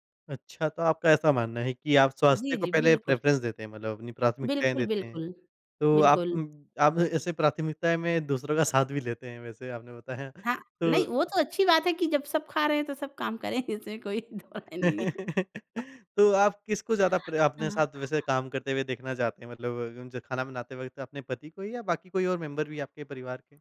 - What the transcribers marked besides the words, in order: in English: "प्रेफ़रेंस"; laughing while speaking: "साथ"; laughing while speaking: "इसमें कोई दोराय नहीं है"; chuckle; in English: "मेंबर"
- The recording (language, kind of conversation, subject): Hindi, podcast, दूसरों के साथ मिलकर खाना बनाना आपके लिए कैसा अनुभव होता है?